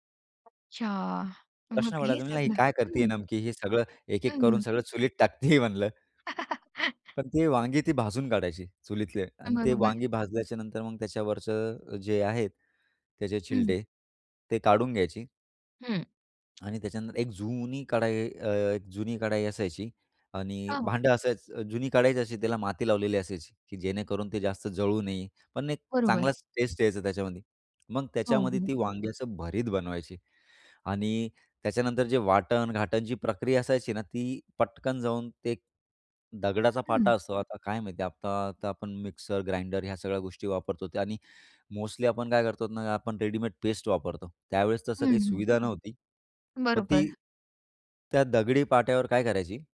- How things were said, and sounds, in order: other noise; laughing while speaking: "टाकते आहे"; chuckle; other background noise; tapping
- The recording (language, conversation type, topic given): Marathi, podcast, तुझ्या आजी-आजोबांच्या स्वयंपाकातली सर्वात स्मरणीय गोष्ट कोणती?